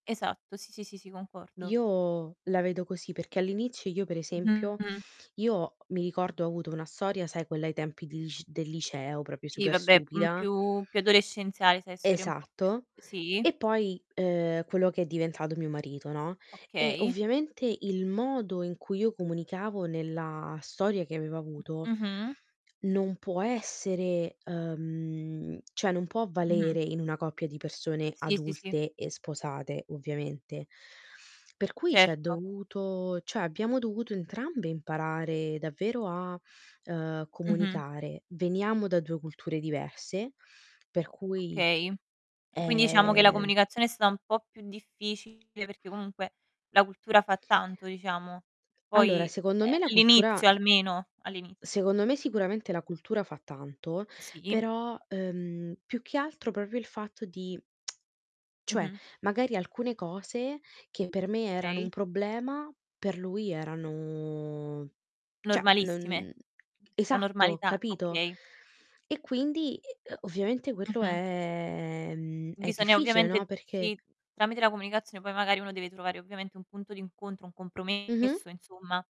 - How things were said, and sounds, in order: distorted speech; "proprio" said as "propio"; tapping; other noise; "cioè" said as "ceh"; drawn out: "ehm"; "proprio" said as "propio"; tongue click; "Okay" said as "key"; drawn out: "erano"; "cioè" said as "ceh"; other background noise; drawn out: "ehm"
- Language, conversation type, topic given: Italian, unstructured, Qual è il ruolo della comunicazione in una coppia?